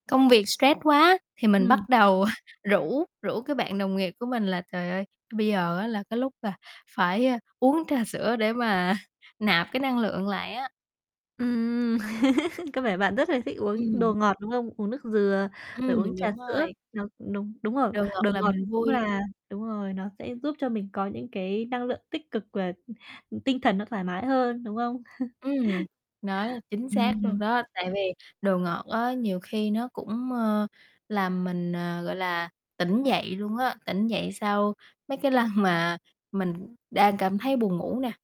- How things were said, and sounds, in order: chuckle; other background noise; laugh; static; distorted speech; chuckle; laughing while speaking: "lần"; tapping
- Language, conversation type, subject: Vietnamese, podcast, Buổi sáng của bạn thường bắt đầu như thế nào?